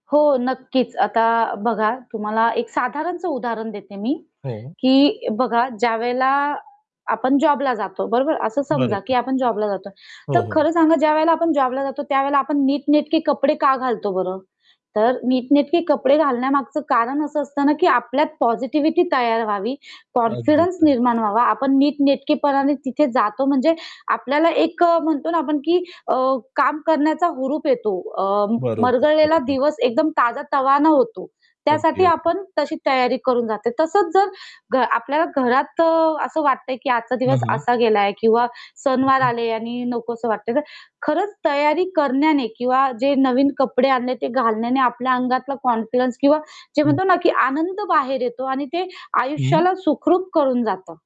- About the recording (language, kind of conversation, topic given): Marathi, podcast, सणांच्या काळात तुमचा लूक कसा बदलतो?
- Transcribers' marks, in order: static; tapping; other background noise; in English: "पॉझिटिव्हिटी"; in English: "कॉन्फिडन्स"; distorted speech; in English: "कॉन्फिडन्स"